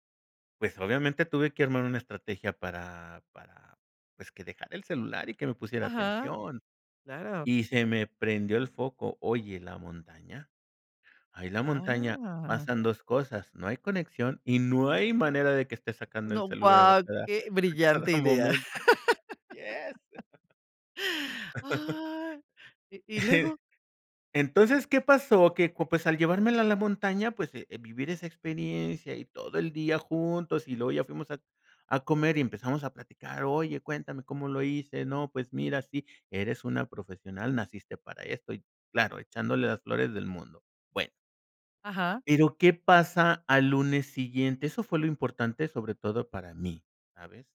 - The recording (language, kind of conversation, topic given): Spanish, podcast, ¿Qué lección te ha enseñado la naturaleza que aplicas todos los días?
- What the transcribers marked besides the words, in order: laughing while speaking: "a cada momento"; chuckle; laugh